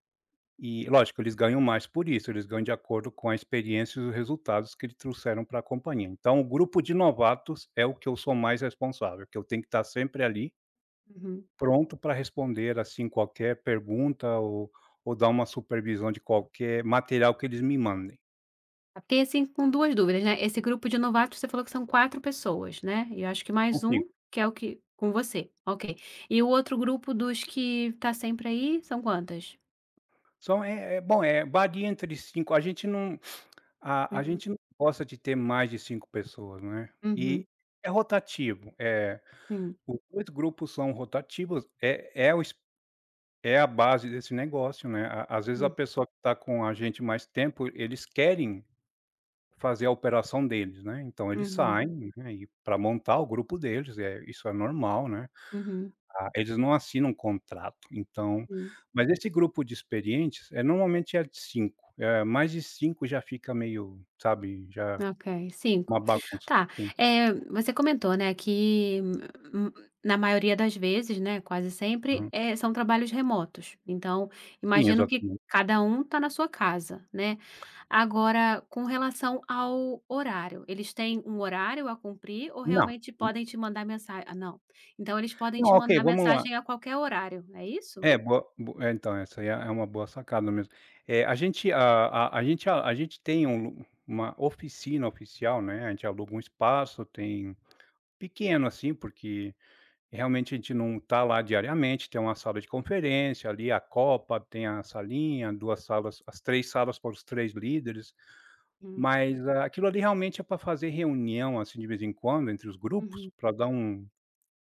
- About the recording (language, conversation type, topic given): Portuguese, podcast, Você sente pressão para estar sempre disponível online e como lida com isso?
- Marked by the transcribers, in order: tapping; sniff